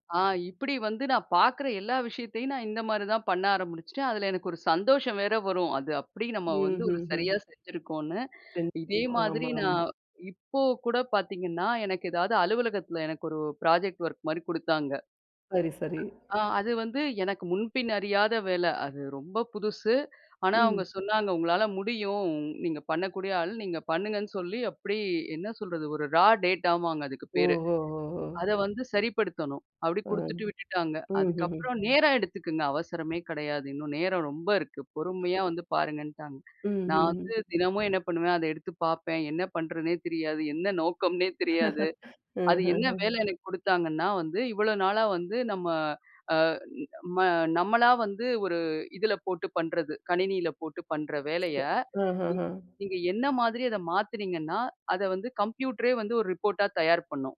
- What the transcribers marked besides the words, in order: unintelligible speech; other noise; dog barking; other background noise; in English: "ரா டேட்டா"; laugh; unintelligible speech; unintelligible speech
- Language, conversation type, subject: Tamil, podcast, சிறு பழக்கங்கள் எப்படி பெரிய முன்னேற்றத்தைத் தருகின்றன?